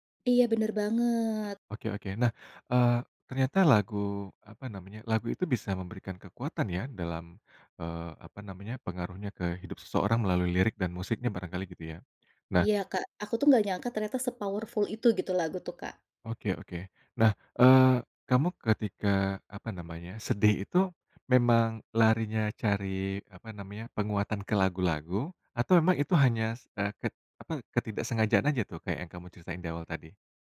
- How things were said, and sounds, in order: tapping; in English: "se-powerful"
- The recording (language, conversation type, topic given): Indonesian, podcast, Lagu apa yang selalu menemani kamu saat sedang sedih?